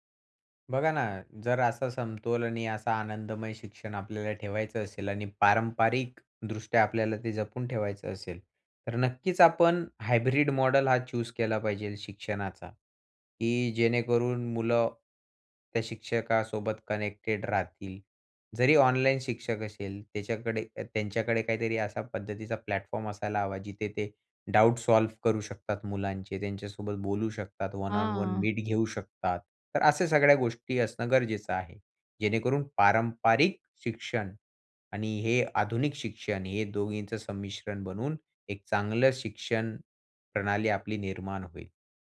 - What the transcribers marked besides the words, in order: in English: "हायब्रिड"; in English: "चूज"; in English: "कनेक्टेड"; in English: "प्लॅटफॉर्म"; in English: "सॉल्व्ह"; drawn out: "हां"; in English: "वन ऑन वन मीट"; stressed: "पारंपरिक"
- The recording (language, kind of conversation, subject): Marathi, podcast, ऑनलाइन शिक्षणामुळे पारंपरिक शाळांना स्पर्धा कशी द्यावी लागेल?